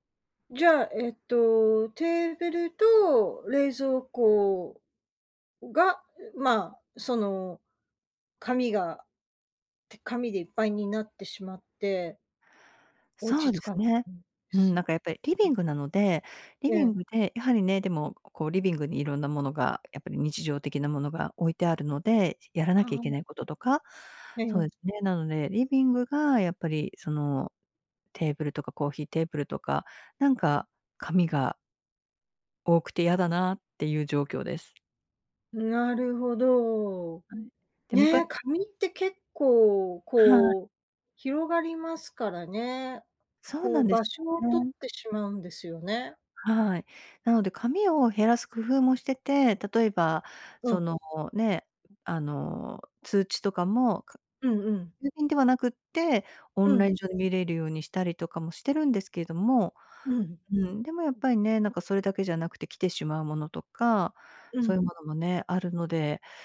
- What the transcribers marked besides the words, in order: unintelligible speech; tapping
- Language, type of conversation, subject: Japanese, advice, 家でなかなかリラックスできないとき、どうすれば落ち着けますか？